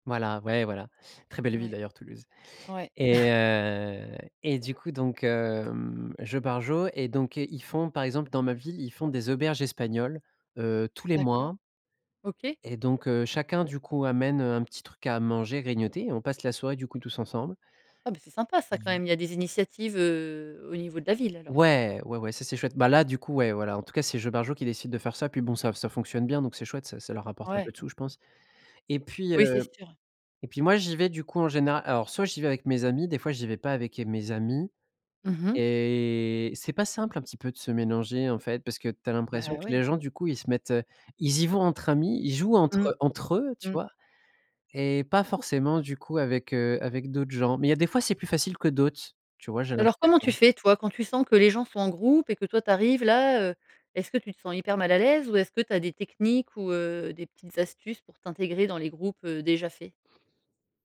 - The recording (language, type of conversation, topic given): French, podcast, Comment fais-tu pour briser l’isolement quand tu te sens seul·e ?
- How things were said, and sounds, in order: chuckle